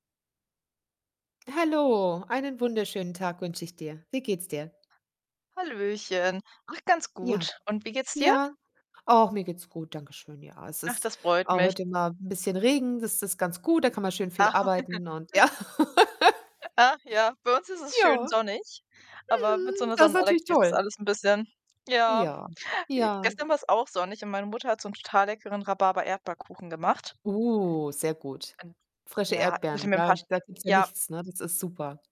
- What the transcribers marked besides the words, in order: other background noise; chuckle; laugh; static
- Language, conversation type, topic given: German, unstructured, Was kochst du, wenn du jemanden beeindrucken möchtest?